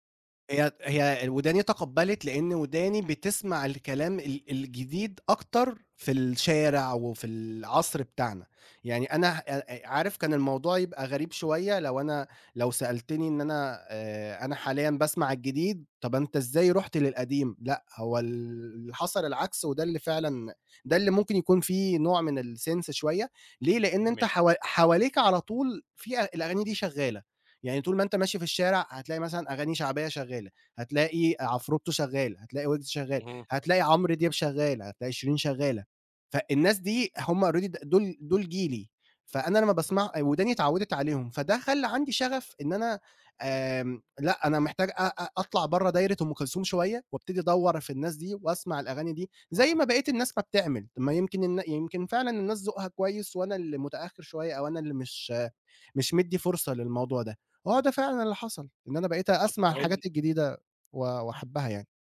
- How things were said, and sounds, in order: in English: "الsense"; in English: "already"
- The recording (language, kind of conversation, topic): Arabic, podcast, إزاي بتكتشف موسيقى جديدة عادة؟